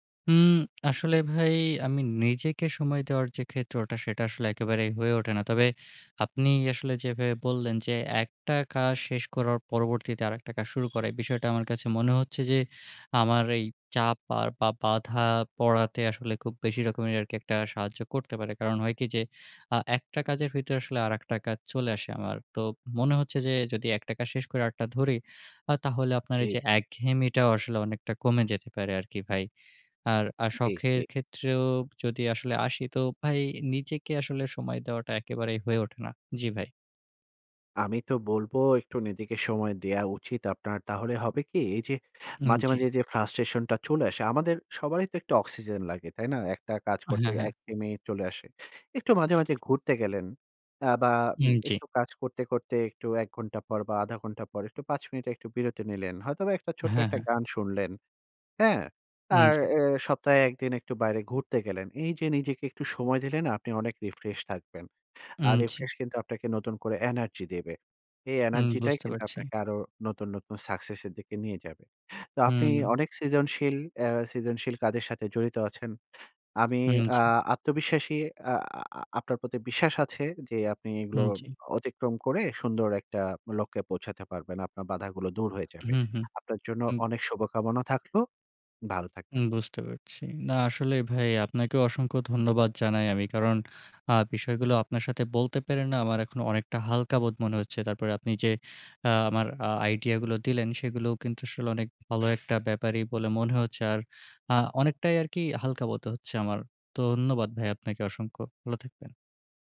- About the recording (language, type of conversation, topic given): Bengali, advice, বাধার কারণে কখনও কি আপনাকে কোনো লক্ষ্য ছেড়ে দিতে হয়েছে?
- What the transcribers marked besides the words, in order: horn; tapping; in English: "ফ্রাস্ট্রেশন"; trusting: "আপনি এগুলো অতিক্রম করে সুন্দর একটা লক্ষ্যে পৌঁছাতে পারবেন"